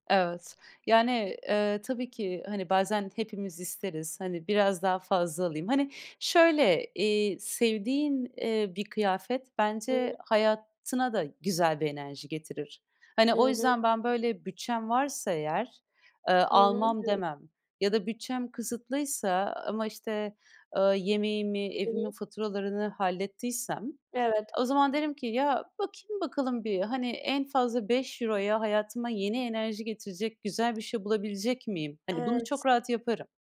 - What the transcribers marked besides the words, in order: other background noise; tapping
- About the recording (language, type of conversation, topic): Turkish, podcast, Bütçen kısıtlıysa şık görünmenin yolları nelerdir?